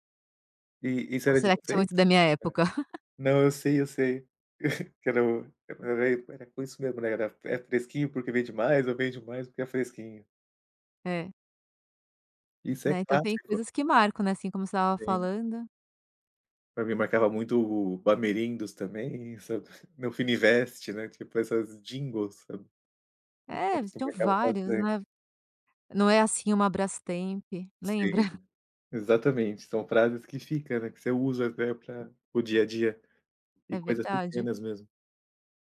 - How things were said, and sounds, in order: other background noise; chuckle; in English: "jingles"; tapping; chuckle
- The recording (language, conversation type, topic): Portuguese, podcast, Como você se preparou para uma mudança de carreira?